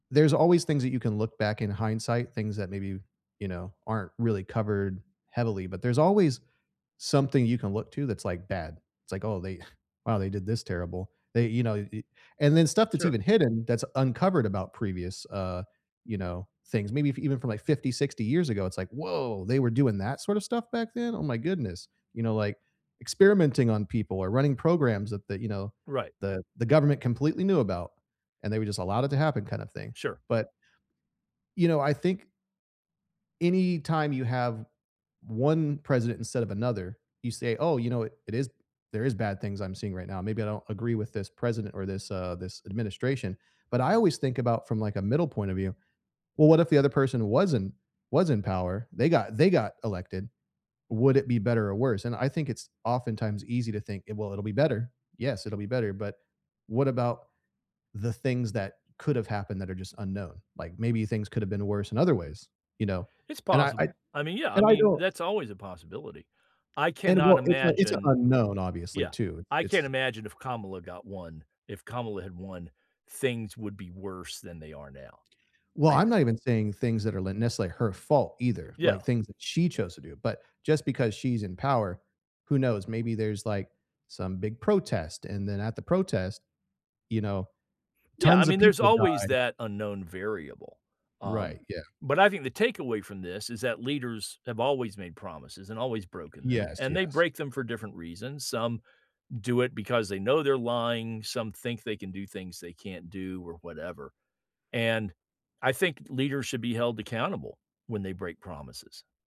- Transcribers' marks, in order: scoff; stressed: "she"; other background noise
- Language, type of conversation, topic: English, unstructured, How do you feel when leaders break promises?